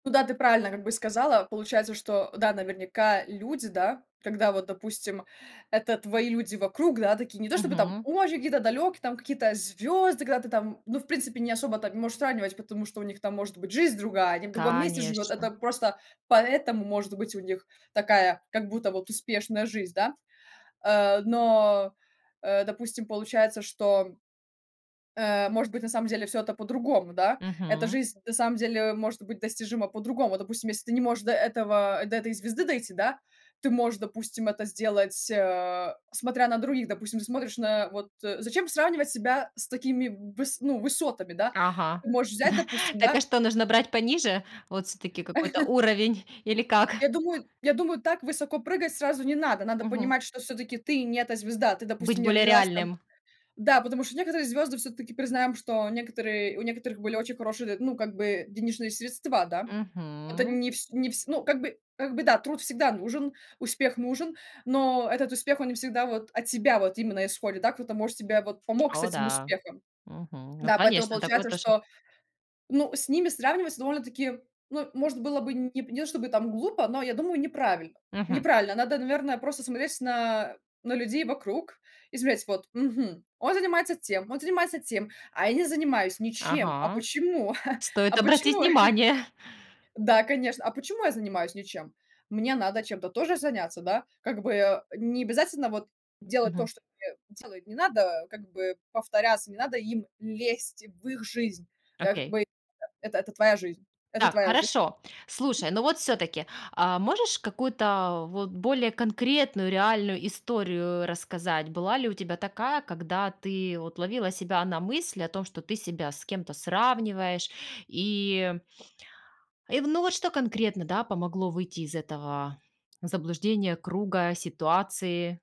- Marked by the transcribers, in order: tapping; other background noise; laughing while speaking: "да"; chuckle; chuckle
- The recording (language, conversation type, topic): Russian, podcast, Как действительно перестать сравнивать себя с другими?